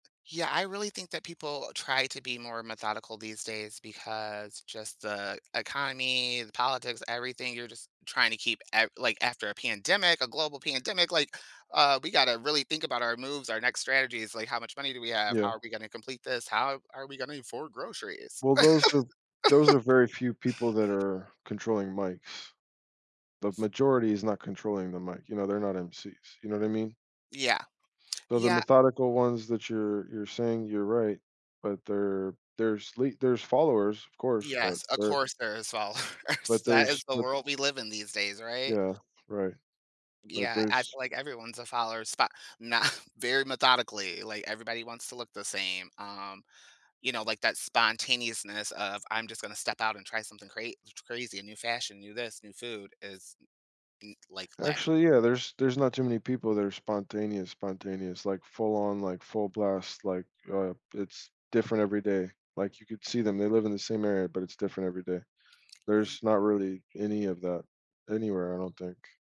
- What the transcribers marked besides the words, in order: laugh; other background noise; laughing while speaking: "followers"; laughing while speaking: "nah"
- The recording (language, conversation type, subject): English, unstructured, How do you decide when to be spontaneous versus when to plan carefully?
- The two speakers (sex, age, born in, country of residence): male, 35-39, United States, United States; male, 35-39, United States, United States